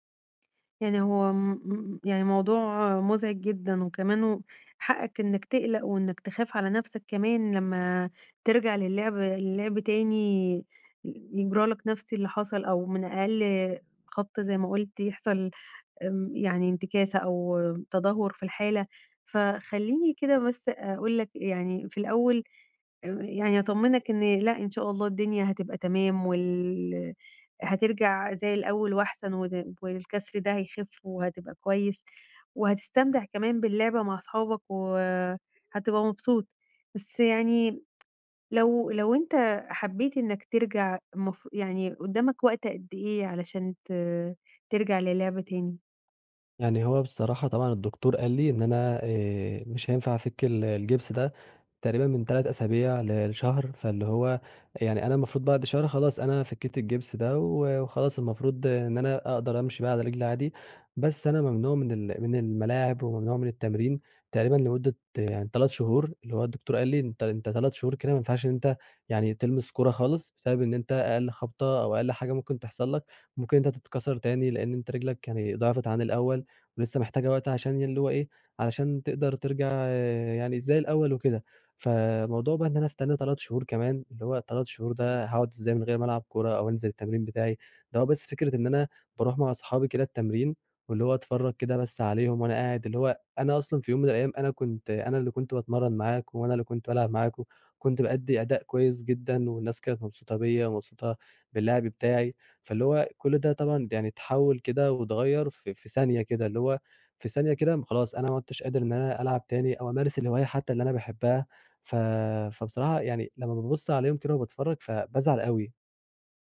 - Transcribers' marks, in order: none
- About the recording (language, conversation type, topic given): Arabic, advice, إزاي أتعامل مع وجع أو إصابة حصلتلي وأنا بتمرن وأنا متردد أكمل؟